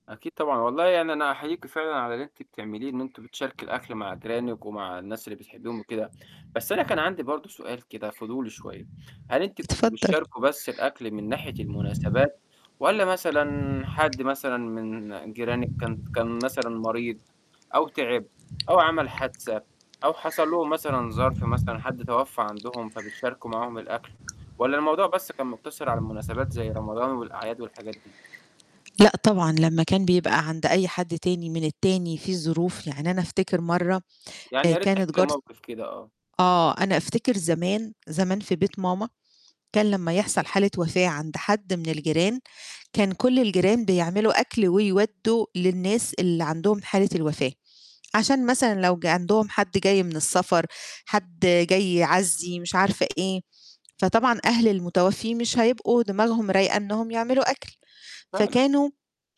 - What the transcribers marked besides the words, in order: none
- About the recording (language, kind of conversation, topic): Arabic, podcast, ليش بنحب نشارك الأكل مع الجيران؟